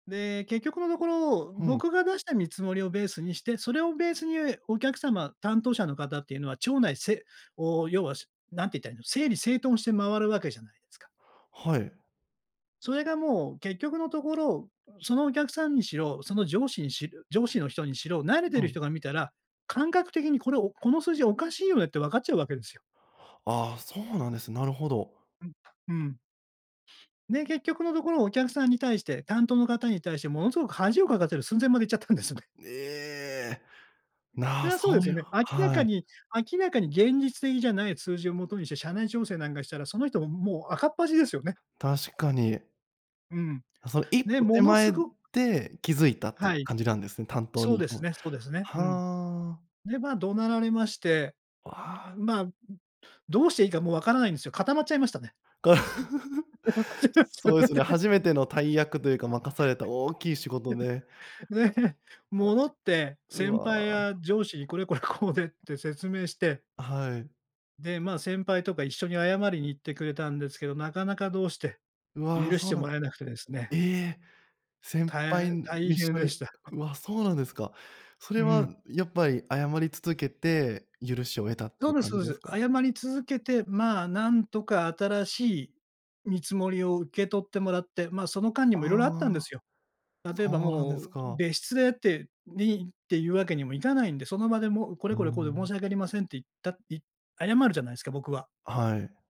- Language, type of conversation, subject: Japanese, podcast, 失敗から学んだ最も大切な教訓は何ですか？
- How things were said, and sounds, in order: tapping; other noise; laugh; laughing while speaking: "間違っちゃって"; laugh; laughing while speaking: "で"; laughing while speaking: "これこれこうで"; other background noise; chuckle